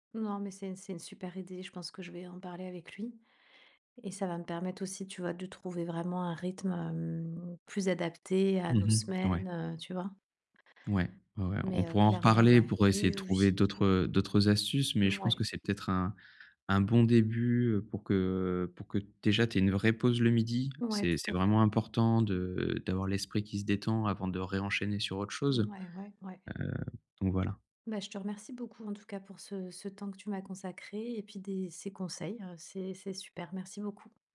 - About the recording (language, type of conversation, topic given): French, advice, Comment puis-je trouver un rythme quotidien adapté qui me convient ici ?
- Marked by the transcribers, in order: tapping